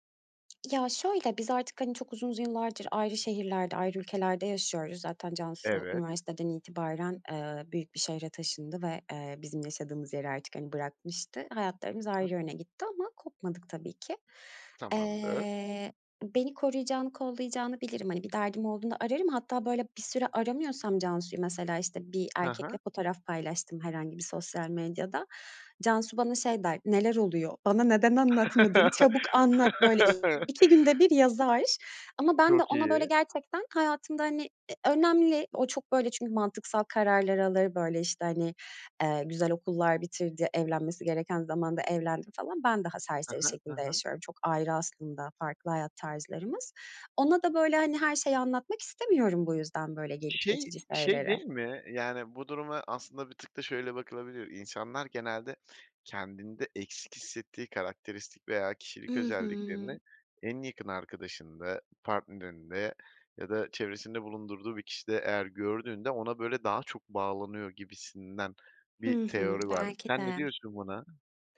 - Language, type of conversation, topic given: Turkish, podcast, En yakın dostluğunuz nasıl başladı, kısaca anlatır mısınız?
- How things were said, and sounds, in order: other background noise; tapping; laugh